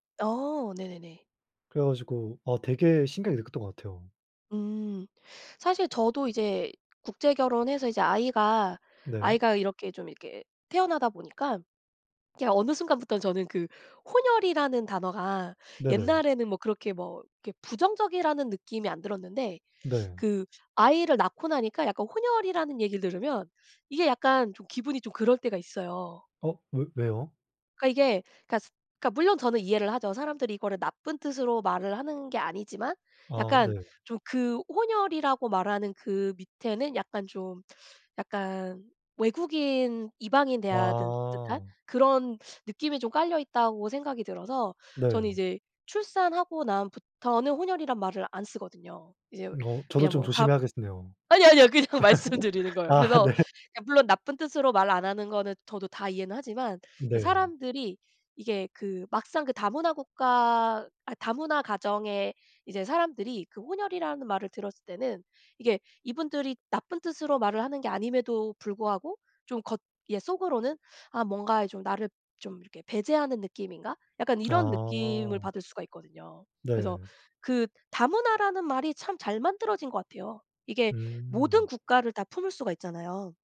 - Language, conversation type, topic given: Korean, unstructured, 다양한 문화가 공존하는 사회에서 가장 큰 도전은 무엇일까요?
- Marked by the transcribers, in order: laugh